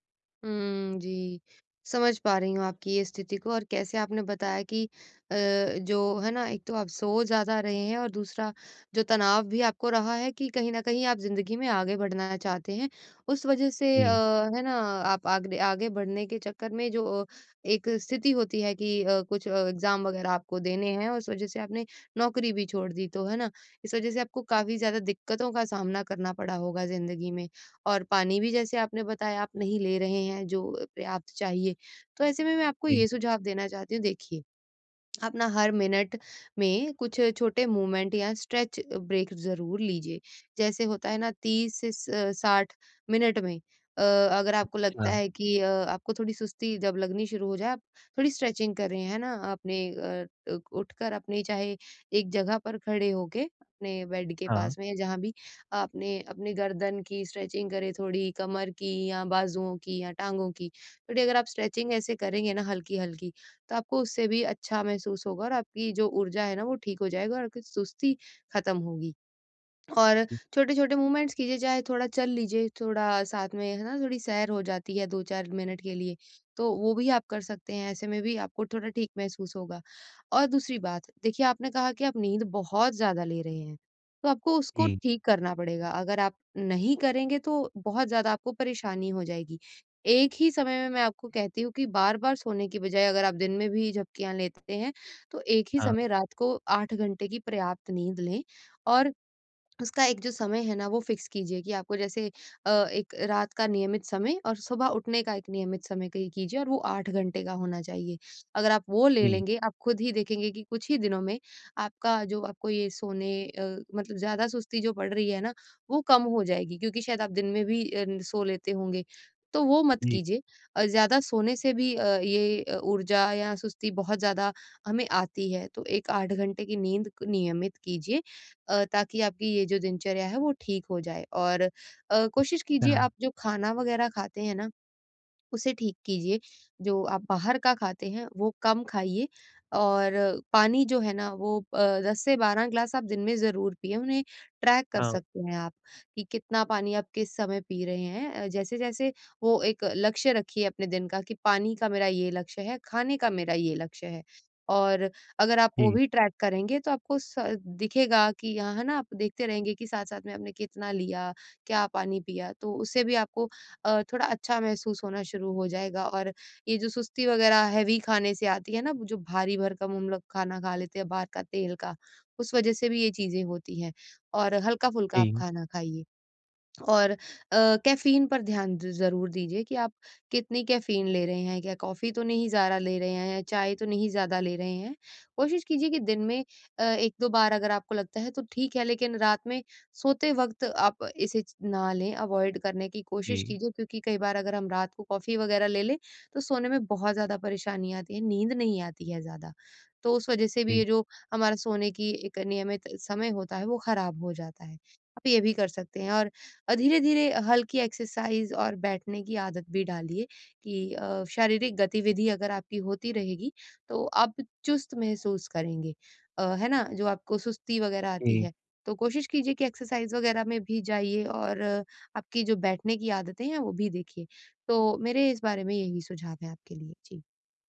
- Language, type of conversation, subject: Hindi, advice, मैं दिनभर कम ऊर्जा और सुस्ती क्यों महसूस कर रहा/रही हूँ?
- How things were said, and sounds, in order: tapping; in English: "एग्ज़ाम"; in English: "मूवमेंट"; in English: "स्ट्रेच ब्रेक"; in English: "स्ट्रेचिंग"; in English: "बेड"; in English: "स्ट्रेचिंग"; in English: "स्ट्रेचिंग"; in English: "मूवमेंट्स"; other noise; other background noise; in English: "फिक्स"; in English: "ट्रैक"; in English: "ट्रैक"; in English: "हैवी"; in English: "कैफीन"; in English: "कैफीन"; in English: "अवॉइड"; in English: "एक्सरसाइज़"; in English: "एक्सरसाइज़"